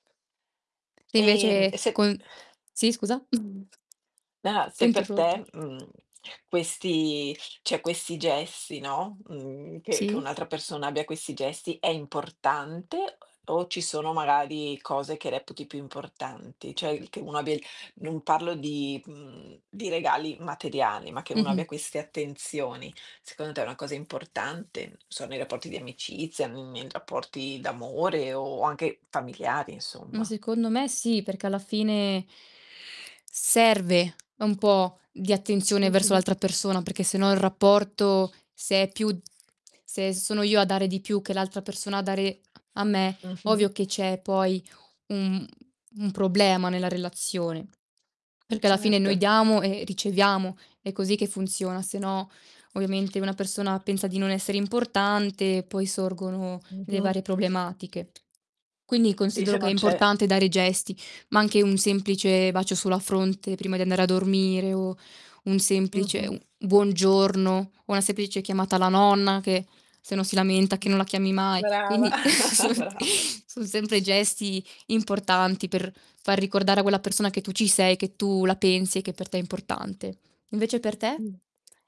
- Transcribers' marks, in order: static; other background noise; distorted speech; tapping; "cioè" said as "ceh"; "Cioè" said as "ceh"; chuckle; laughing while speaking: "brav"
- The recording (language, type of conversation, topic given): Italian, unstructured, Quali sono i piccoli piaceri che ti rendono felice?